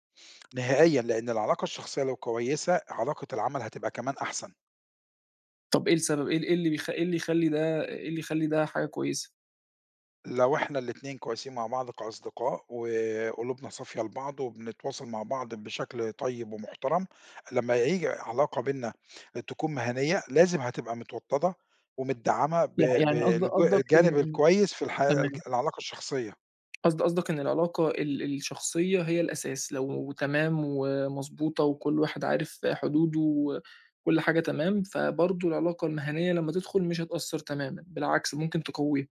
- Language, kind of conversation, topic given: Arabic, podcast, ازاي تبني شبكة علاقات مهنية قوية؟
- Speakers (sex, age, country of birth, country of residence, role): male, 20-24, Egypt, Egypt, host; male, 50-54, Egypt, Portugal, guest
- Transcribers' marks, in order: none